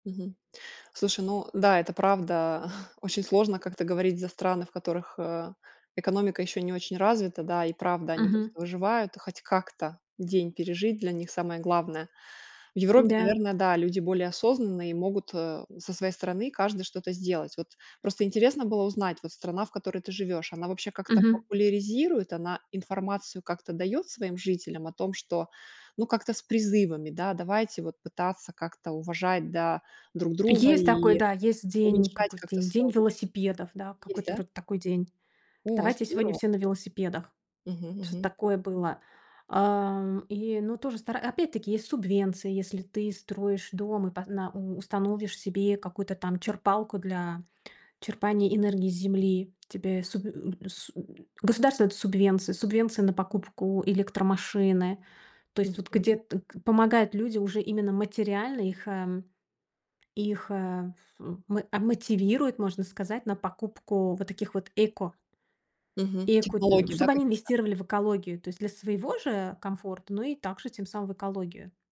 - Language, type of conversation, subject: Russian, podcast, Как обычному человеку уменьшить свой углеродный след?
- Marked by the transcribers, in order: chuckle; unintelligible speech; tapping